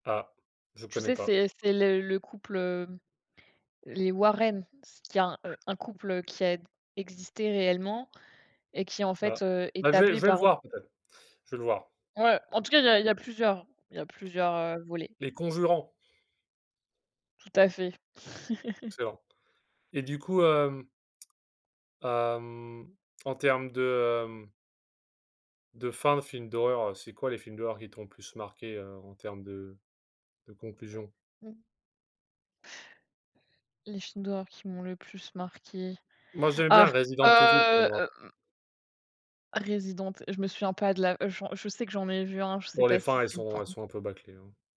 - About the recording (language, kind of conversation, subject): French, unstructured, Les récits d’horreur avec une fin ouverte sont-ils plus stimulants que ceux qui se terminent de manière définitive ?
- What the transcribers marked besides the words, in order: chuckle; blowing; unintelligible speech